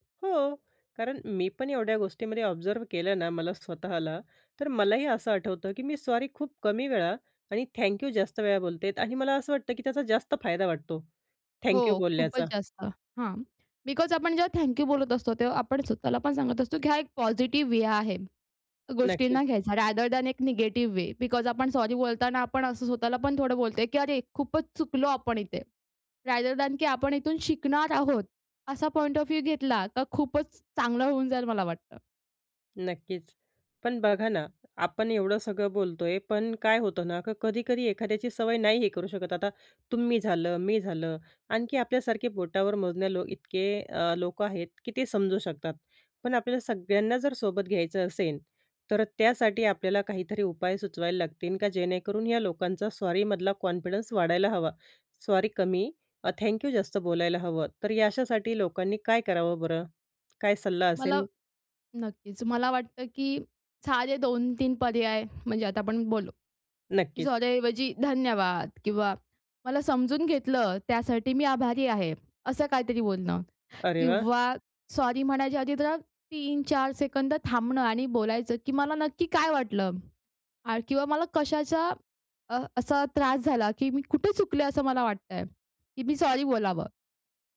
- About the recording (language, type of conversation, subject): Marathi, podcast, अनावश्यक माफी मागण्याची सवय कमी कशी करावी?
- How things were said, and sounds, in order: in English: "ऑब्झर्व्ह"; in English: "बिकॉज"; in English: "रादर दॅन"; in English: "बिकॉज"; in English: "रादर दॅन"; in English: "पॉइंट ऑफ व्ह्यू"; tapping; in English: "कॉन्फिडन्स"